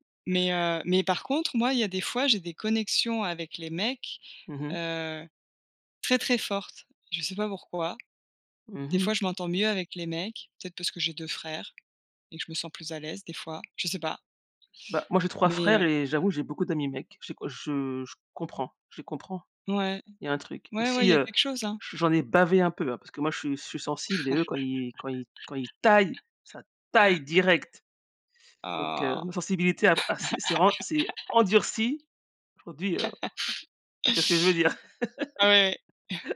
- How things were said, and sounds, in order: tapping; other background noise; stressed: "bavé"; laugh; stressed: "taillent"; stressed: "taille"; laugh; laugh; chuckle; laugh
- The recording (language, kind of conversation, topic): French, unstructured, Comment as-tu rencontré ta meilleure amie ou ton meilleur ami ?